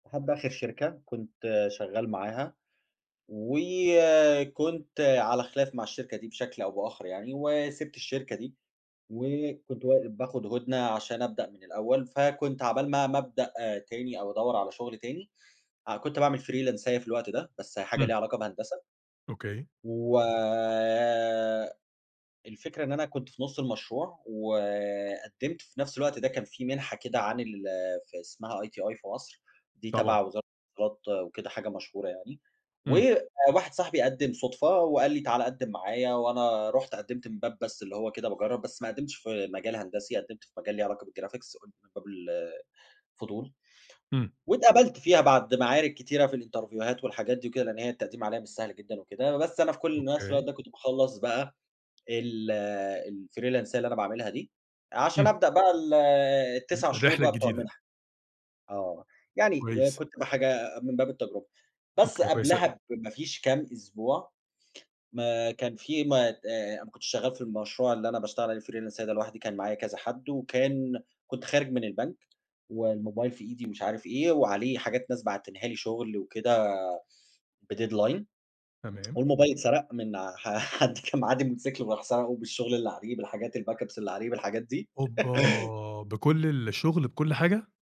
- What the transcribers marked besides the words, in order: in English: "فريلانساية"; unintelligible speech; in English: "بالجرافيكس"; in English: "الإنترفيوهات"; in English: "الفريلانساية"; in English: "فريلانساية"; in English: "بdeadline"; tsk; laughing while speaking: "حد"; in English: "الBack ups"; laugh; other background noise
- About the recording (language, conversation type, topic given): Arabic, podcast, تحكيلي عن مرة اضطريت تبتدي من الصفر؟